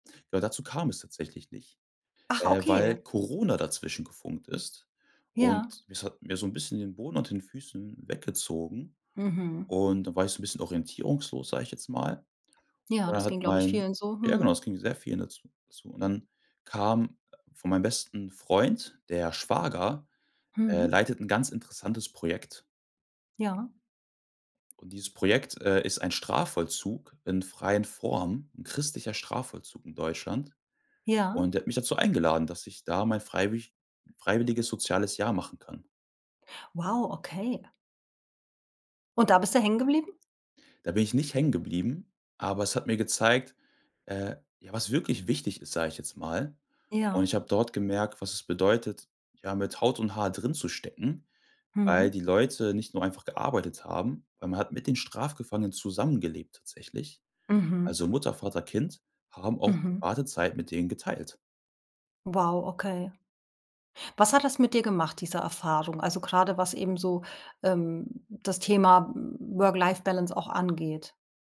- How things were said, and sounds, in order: surprised: "Ach, okay"; other background noise; surprised: "Wow, okay"
- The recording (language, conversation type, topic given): German, podcast, Wie findest du eine gute Balance zwischen Arbeit und Freizeit?